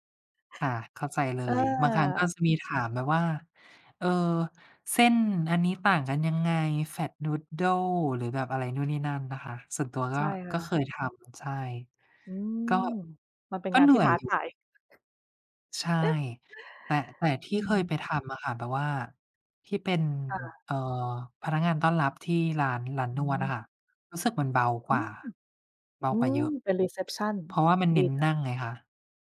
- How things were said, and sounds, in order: in English: "Flat noodle"; other background noise; in English: "รีเซปชัน"
- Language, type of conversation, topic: Thai, unstructured, คุณเริ่มต้นวันใหม่ด้วยกิจวัตรอะไรบ้าง?